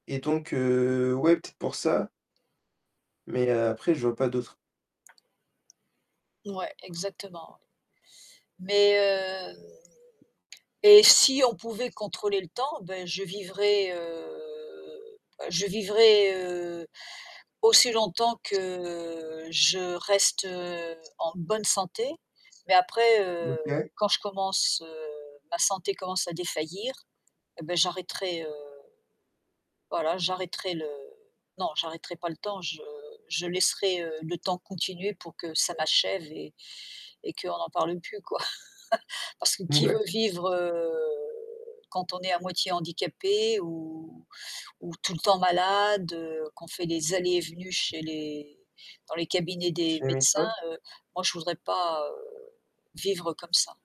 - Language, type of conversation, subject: French, unstructured, Préféreriez-vous pouvoir lire dans les pensées ou contrôler le temps ?
- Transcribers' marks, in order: static; drawn out: "heu"; tapping; drawn out: "heu"; other background noise; chuckle; unintelligible speech